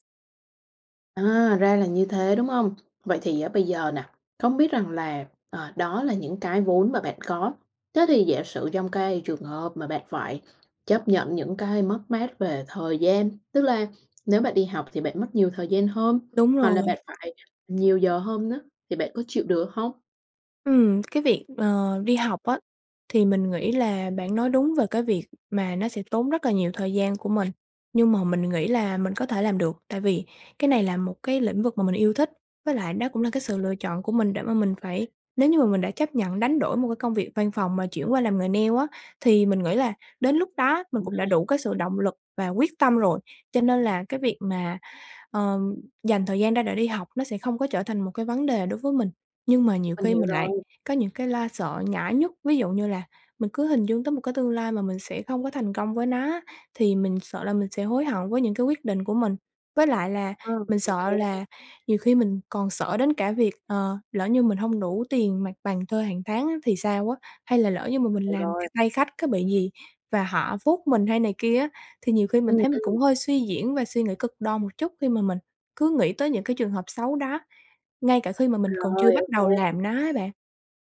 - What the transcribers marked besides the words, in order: tapping; other background noise; unintelligible speech
- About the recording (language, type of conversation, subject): Vietnamese, advice, Bạn nên làm gì khi lo lắng về thất bại và rủi ro lúc bắt đầu khởi nghiệp?